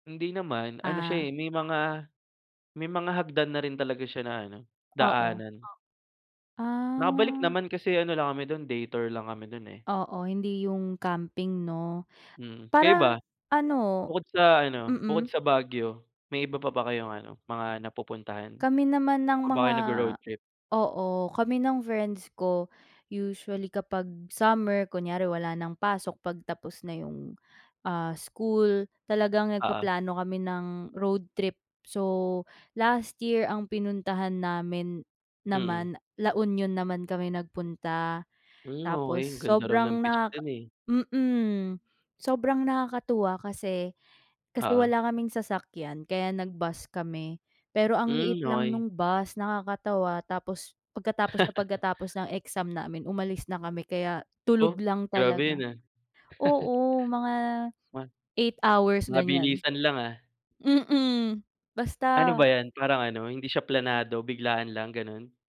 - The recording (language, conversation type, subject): Filipino, unstructured, Ano ang pinakamasayang alaala mo sa isang biyahe sa kalsada?
- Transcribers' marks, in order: other background noise; drawn out: "Ah"; chuckle; chuckle; tapping